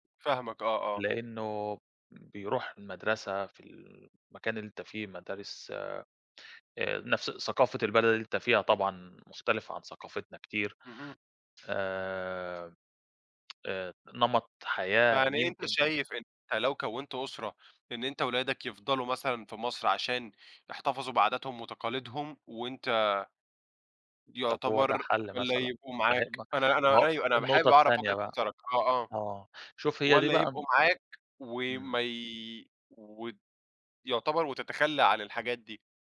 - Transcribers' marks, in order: tapping; tsk; unintelligible speech
- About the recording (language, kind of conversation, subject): Arabic, podcast, إيه تأثير الانتقال أو الهجرة على هويتك؟